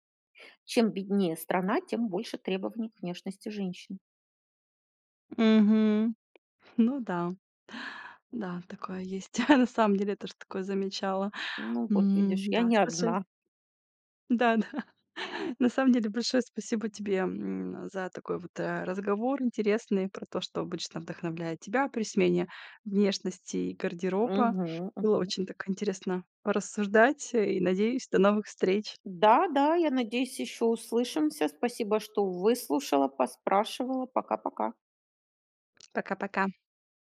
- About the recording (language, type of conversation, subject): Russian, podcast, Что обычно вдохновляет вас на смену внешности и обновление гардероба?
- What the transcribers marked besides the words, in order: other background noise; tapping; chuckle; laughing while speaking: "да"